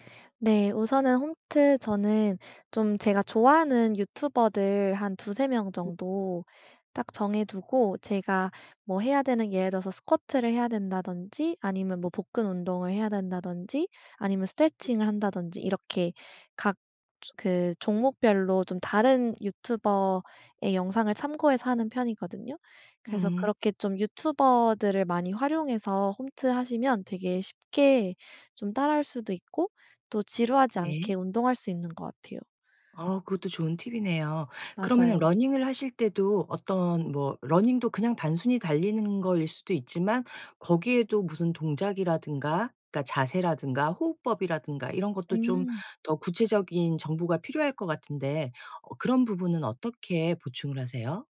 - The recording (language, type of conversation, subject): Korean, podcast, 일상에서 운동을 자연스럽게 습관으로 만드는 팁이 있을까요?
- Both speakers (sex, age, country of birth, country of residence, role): female, 25-29, South Korea, United States, guest; female, 50-54, South Korea, United States, host
- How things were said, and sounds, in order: other background noise; in English: "running을"; in English: "running도"